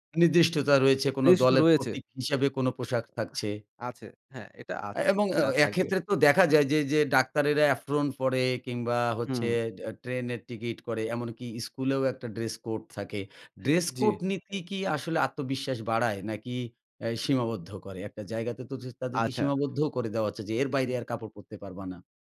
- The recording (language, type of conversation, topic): Bengali, podcast, আপনার মতে পোশাকের সঙ্গে আত্মবিশ্বাসের সম্পর্ক কেমন?
- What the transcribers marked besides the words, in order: "এপ্রোন" said as "এফ্রন"; other background noise